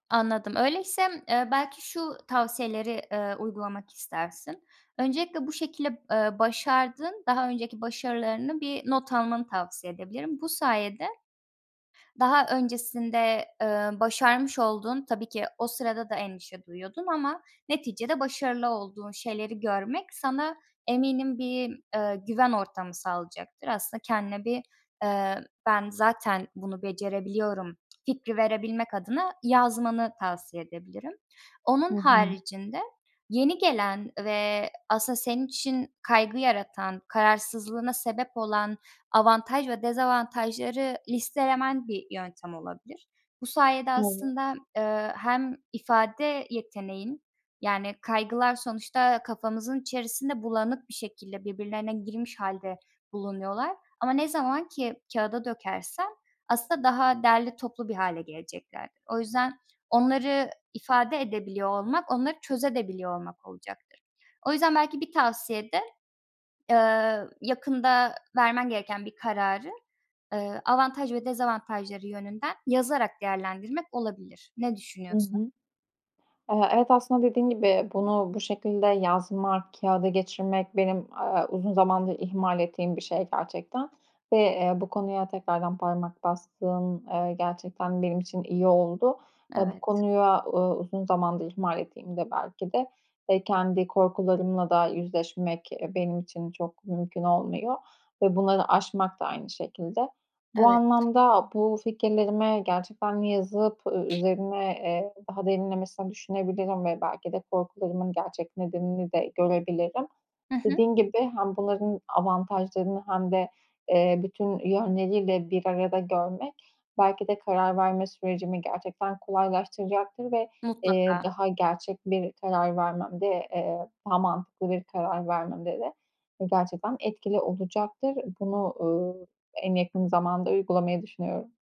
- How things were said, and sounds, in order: other background noise; tapping
- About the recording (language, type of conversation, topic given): Turkish, advice, Önemli bir karar verirken aşırı kaygı ve kararsızlık yaşadığında bununla nasıl başa çıkabilirsin?